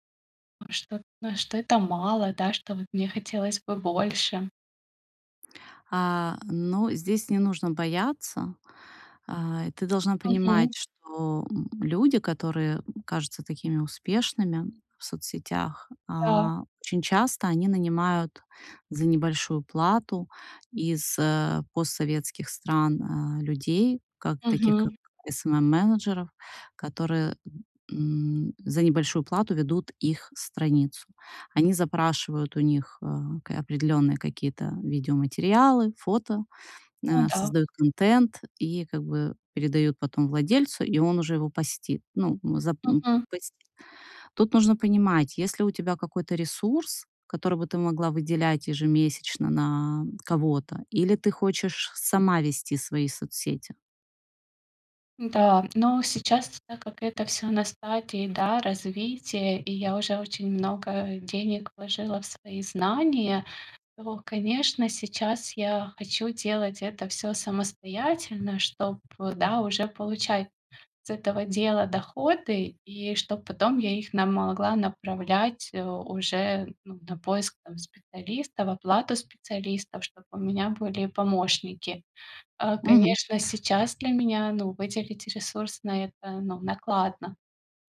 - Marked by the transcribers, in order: none
- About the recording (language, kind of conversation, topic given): Russian, advice, Что делать, если из-за перфекционизма я чувствую себя ничтожным, когда делаю что-то не идеально?